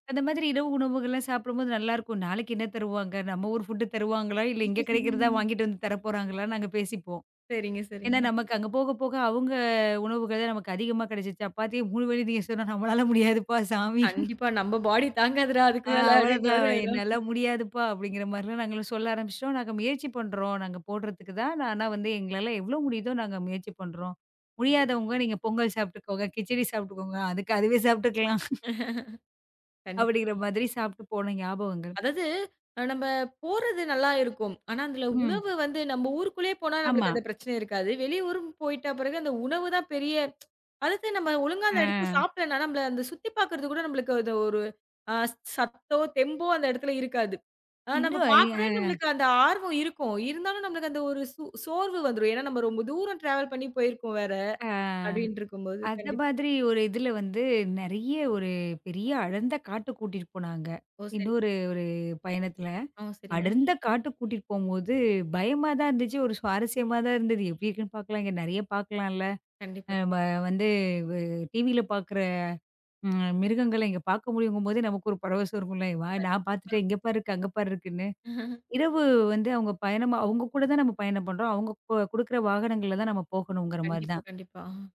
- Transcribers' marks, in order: laugh; laughing while speaking: "திங்க சொன்னா, நம்மால முடியாதுப்பா சாமி"; tapping; laughing while speaking: "அதுக்கு அதுவே சாப்பிட்டுக்கலாம்"; laugh; tsk; drawn out: "ஆ"; drawn out: "அ"; laugh
- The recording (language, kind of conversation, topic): Tamil, podcast, ஒரு குழுவுடன் சென்ற பயணத்தில் உங்களுக்கு மிகவும் சுவாரஸ்யமாக இருந்த அனுபவம் என்ன?